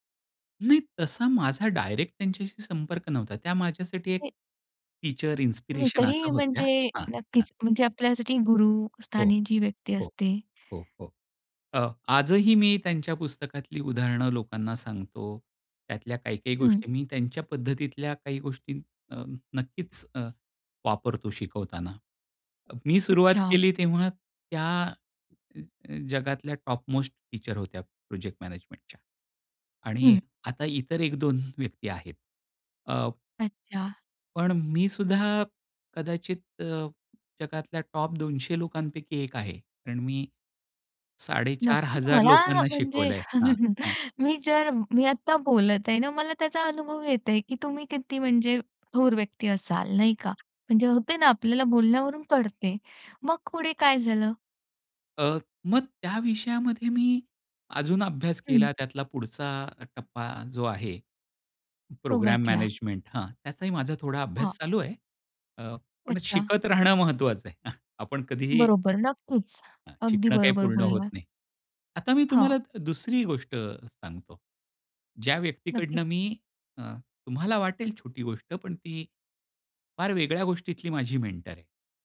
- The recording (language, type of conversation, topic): Marathi, podcast, आपण मार्गदर्शकाशी नातं कसं निर्माण करता आणि त्याचा आपल्याला कसा फायदा होतो?
- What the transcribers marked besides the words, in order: unintelligible speech; in English: "टीचर"; in English: "टॉप मोस्ट टीचर"; in English: "टॉप"; chuckle; tapping; other background noise; in English: "मेंटर"